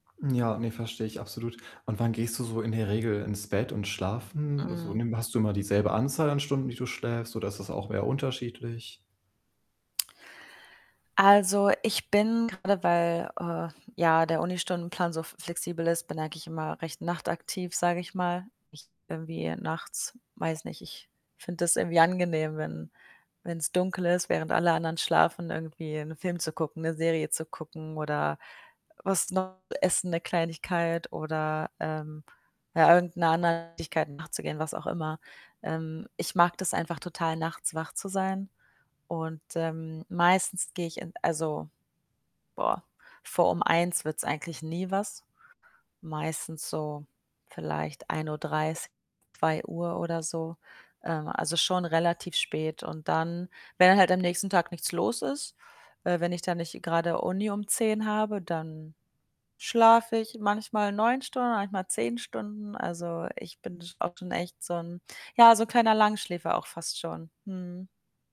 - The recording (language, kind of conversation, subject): German, advice, Wie kann ich morgens beim Aufwachen mehr Energie haben?
- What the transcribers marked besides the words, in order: static; other background noise; distorted speech